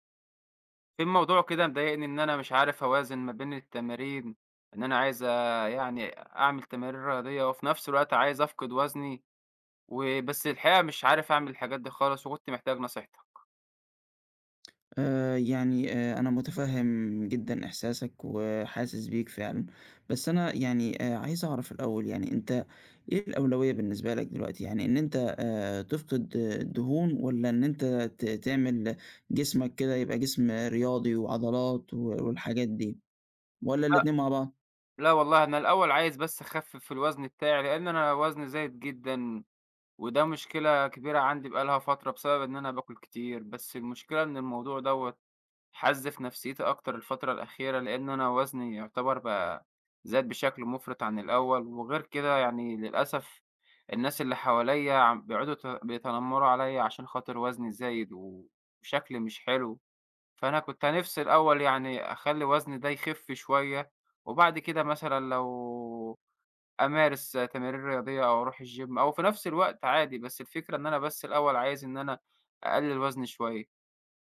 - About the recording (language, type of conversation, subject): Arabic, advice, إزاي أوازن بين تمرين بناء العضلات وخسارة الوزن؟
- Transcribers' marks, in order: in English: "الGym"